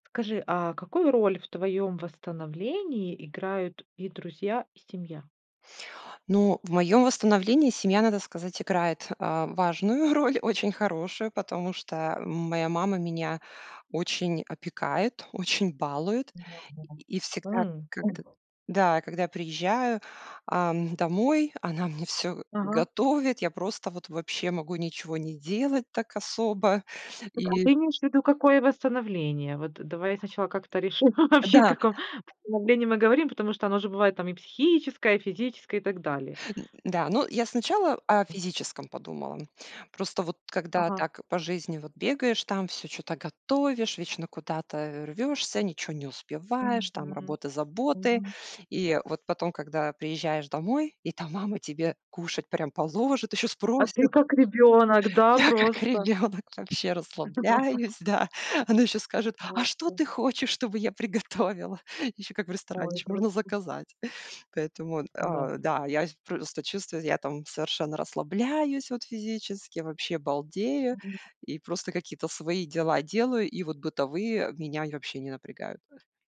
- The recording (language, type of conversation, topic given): Russian, podcast, Какую роль в твоём восстановлении играют друзья и семья?
- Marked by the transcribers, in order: tapping; laughing while speaking: "роль"; laughing while speaking: "вообще о каком"; joyful: "Я как ребёнок вообще расслабляюсь … ещё можно заказать"; laugh